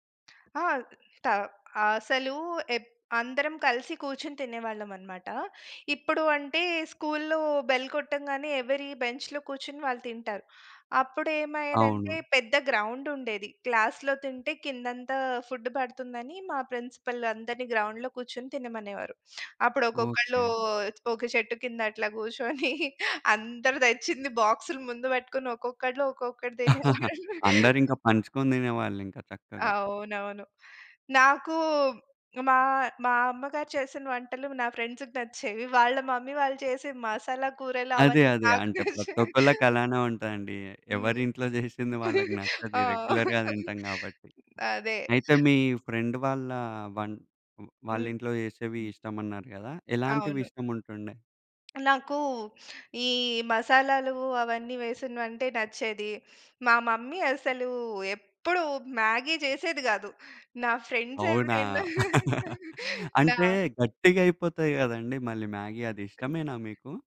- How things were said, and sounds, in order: tapping; in English: "బెల్"; in English: "బెంచ్‌లో"; in English: "గ్రౌండ్"; in English: "క్లాస్‌లో"; in English: "ఫుడ్"; in English: "ప్రిన్సిపల్"; in English: "గ్రౌండ్‌లో"; laughing while speaking: "కూర్చొని అందరు తెచ్చింది బాక్స్‌లు ముందు పెట్టుకొని ఒక్కొక్కళ్ళు ఒక్కొక్కటి తినేవాళ్ళు"; chuckle; in English: "ఫ్రెండ్స్‌కి"; in English: "మమ్మీ"; laughing while speaking: "నాకు నచ్చేవి"; giggle; in English: "రెగ్యులర్‌గా"; other noise; in English: "ఫ్రెండ్"; in English: "మమ్మీ"; in English: "ఫ్రెండ్స్"; giggle; other background noise
- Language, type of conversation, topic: Telugu, podcast, వంటకాన్ని పంచుకోవడం మీ సామాజిక సంబంధాలను ఎలా బలోపేతం చేస్తుంది?